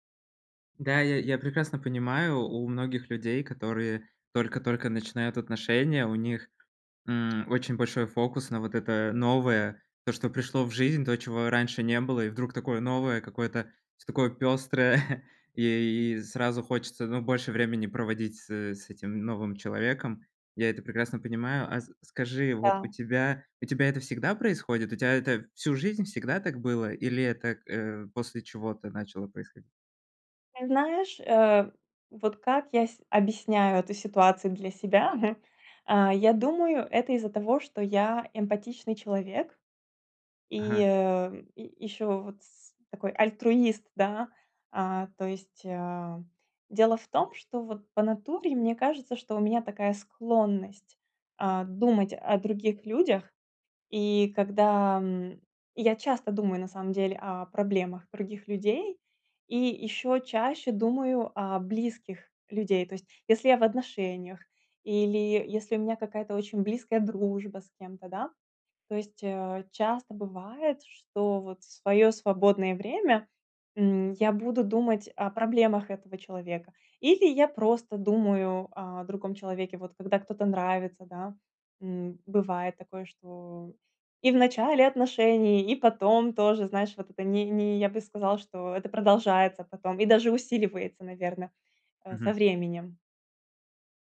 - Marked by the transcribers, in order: tapping; chuckle; chuckle
- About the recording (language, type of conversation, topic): Russian, advice, Как мне повысить самооценку и укрепить личные границы?